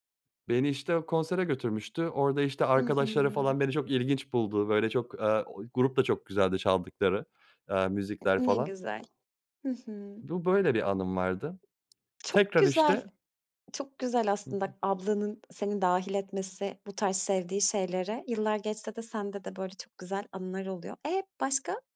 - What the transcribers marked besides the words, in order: other background noise
- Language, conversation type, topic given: Turkish, podcast, Bir konser anını benimle paylaşır mısın?